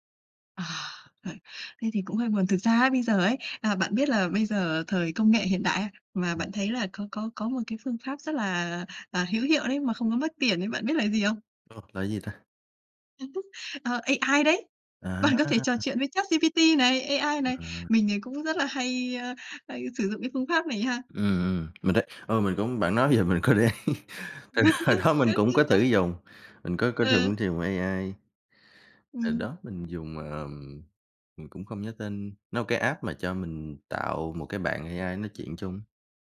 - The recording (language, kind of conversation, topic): Vietnamese, podcast, Bạn làm gì khi cảm thấy bị cô lập?
- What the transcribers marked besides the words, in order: tapping; chuckle; laughing while speaking: "để ý"; laugh; laughing while speaking: "hồi đó"; in English: "app"